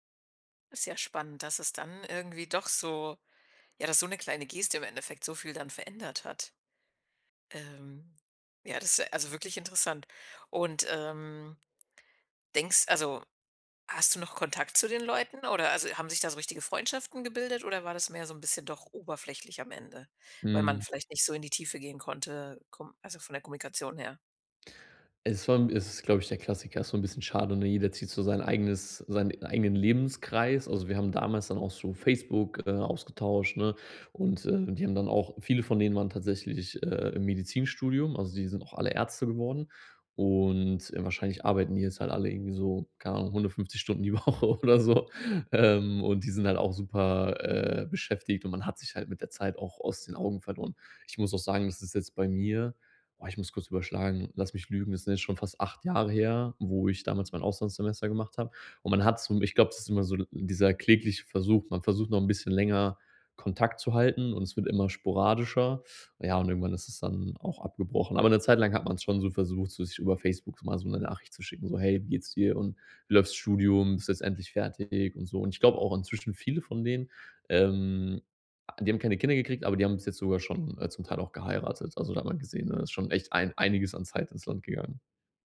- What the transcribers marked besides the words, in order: laughing while speaking: "die Woche oder so. Ähm"
- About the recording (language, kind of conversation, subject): German, podcast, Was war deine bedeutendste Begegnung mit Einheimischen?